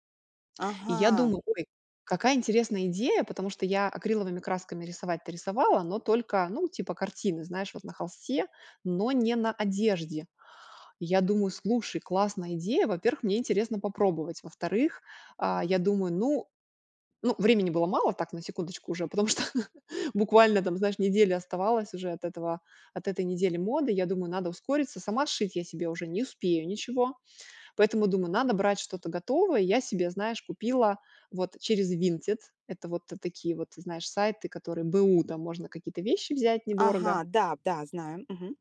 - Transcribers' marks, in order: laughing while speaking: "потому что"
- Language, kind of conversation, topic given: Russian, podcast, Как вы обычно находите вдохновение для новых идей?